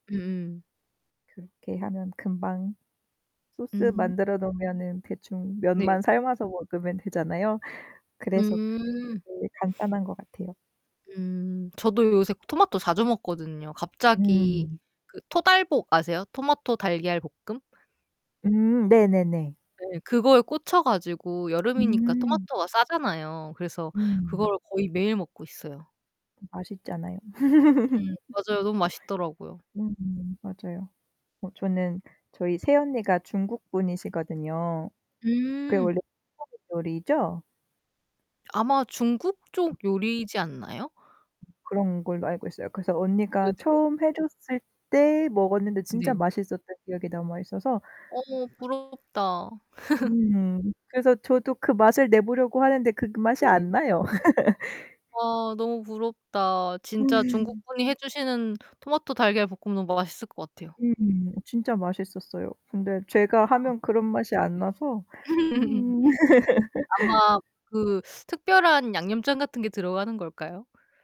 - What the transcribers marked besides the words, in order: distorted speech; sniff; other background noise; laugh; laugh; gasp; laugh; unintelligible speech; laugh; laugh
- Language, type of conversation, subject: Korean, unstructured, 요리할 때 가장 좋아하는 재료는 무엇인가요?